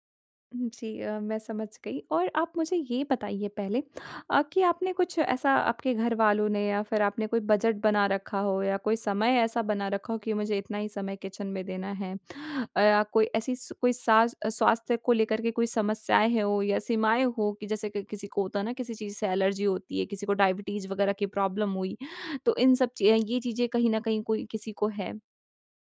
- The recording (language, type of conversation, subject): Hindi, advice, परिवार के खाने की पसंद और अपने आहार लक्ष्यों के बीच मैं संतुलन कैसे बना सकता/सकती हूँ?
- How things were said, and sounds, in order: in English: "किचन"; in English: "प्रॉब्लम"